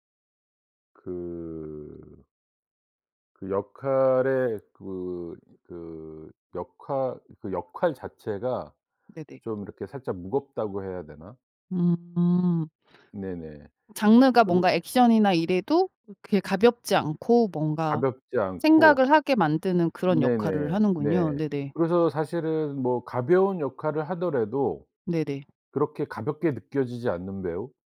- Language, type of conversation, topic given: Korean, podcast, 가장 좋아하는 영화와 그 이유는 무엇인가요?
- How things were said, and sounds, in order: other background noise; tapping